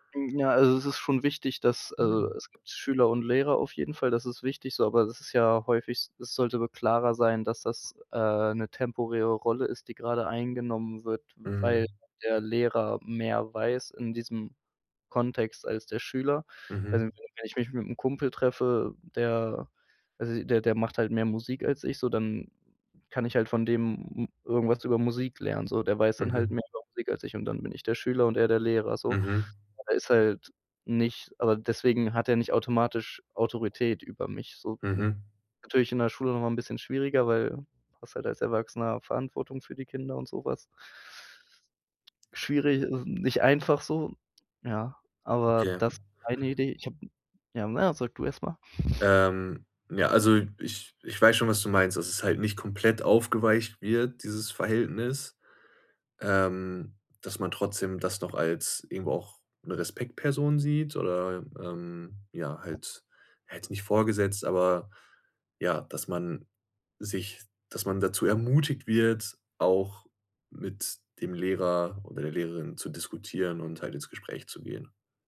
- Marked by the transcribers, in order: other background noise
- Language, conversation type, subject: German, podcast, Was könnte die Schule im Umgang mit Fehlern besser machen?